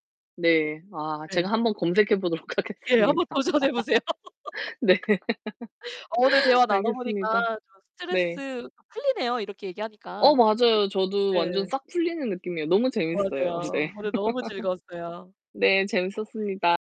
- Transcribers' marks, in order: laughing while speaking: "예, 한번 도전해 보세요"; laughing while speaking: "하겠습니다. 네"; laugh; other background noise; laugh; distorted speech; tapping; laugh
- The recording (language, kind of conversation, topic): Korean, unstructured, 스트레스를 관리하는 당신만의 방법은 무엇인가요?